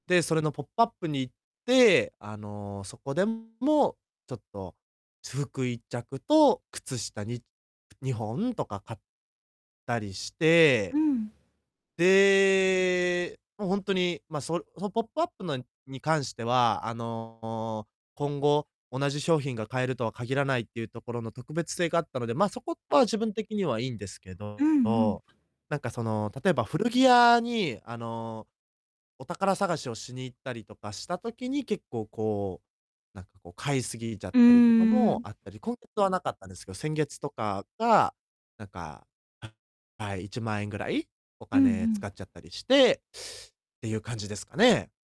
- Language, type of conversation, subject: Japanese, advice, 予算内でおしゃれに買い物するにはどうすればいいですか？
- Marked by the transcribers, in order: distorted speech; drawn out: "で"; other background noise